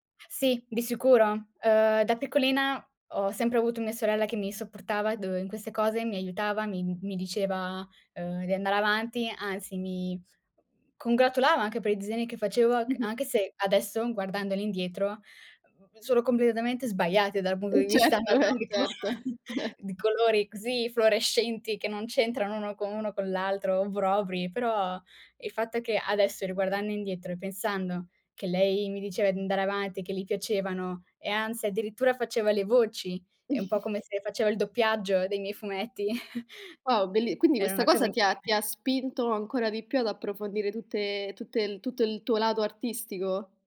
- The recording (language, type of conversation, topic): Italian, podcast, Come affronti il blocco creativo?
- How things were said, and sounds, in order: other background noise; laughing while speaking: "anatomico"; chuckle; chuckle; unintelligible speech